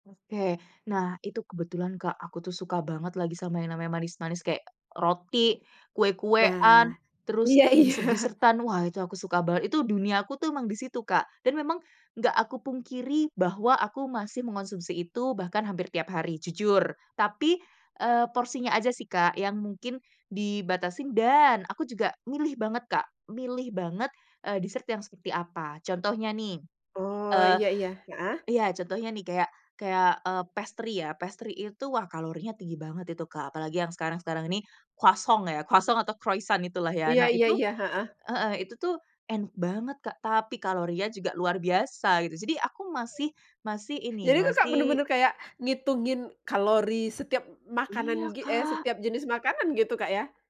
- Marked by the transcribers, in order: in English: "dessert-desert-an"; laughing while speaking: "iya"; in English: "dessert"; in English: "pastry"; in English: "Pastry"; in French: "croissant"; in French: "croissant"; other background noise
- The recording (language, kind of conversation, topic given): Indonesian, podcast, Bagaimana kamu mengatur pola makan saat makan di luar?